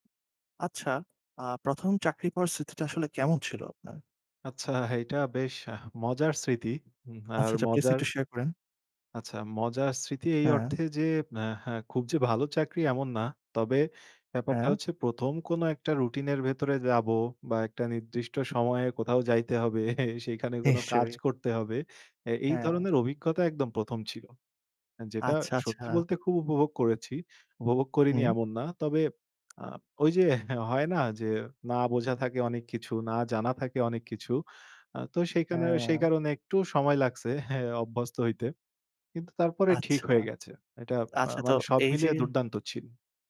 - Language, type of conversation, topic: Bengali, podcast, প্রথম চাকরি পাওয়ার স্মৃতি আপনার কেমন ছিল?
- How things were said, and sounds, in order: laughing while speaking: "হবে"; other background noise; lip smack; laughing while speaking: "ওইযে"